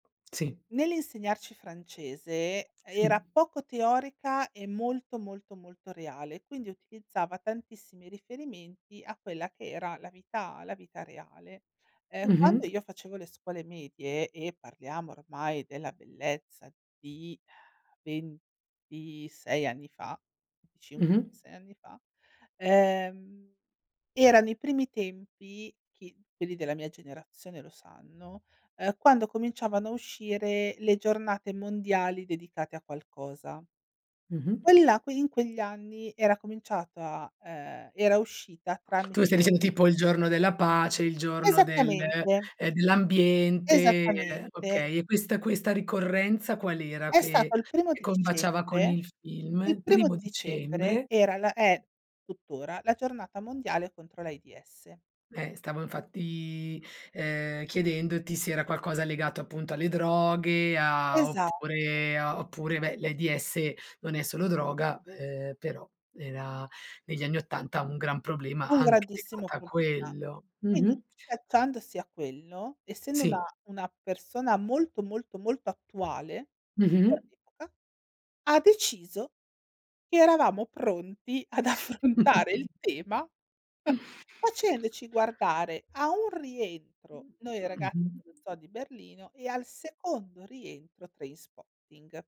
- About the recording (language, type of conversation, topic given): Italian, podcast, Qual è un film che ti ha cambiato e che cosa ti ha colpito davvero?
- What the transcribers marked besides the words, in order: other background noise; drawn out: "ehm"; tapping; drawn out: "dell'ambiente"; drawn out: "infatti"; drawn out: "a"; laughing while speaking: "ad affrontare"; chuckle; other noise